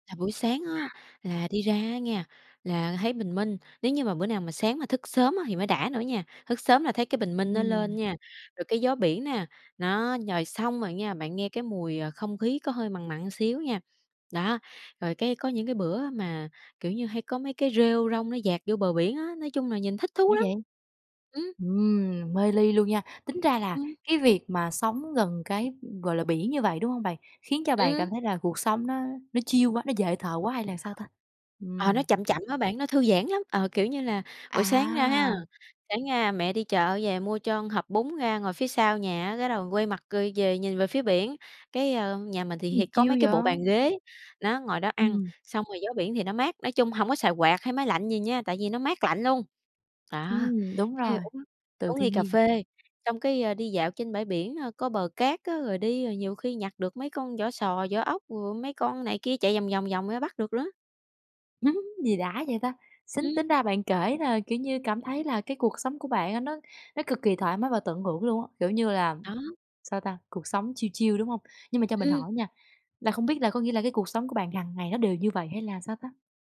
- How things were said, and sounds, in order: tapping; in English: "chill"; other background noise; in English: "chill"; laugh; in English: "chill chill"
- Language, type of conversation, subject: Vietnamese, podcast, Bạn rút ra điều gì từ việc sống gần sông, biển, núi?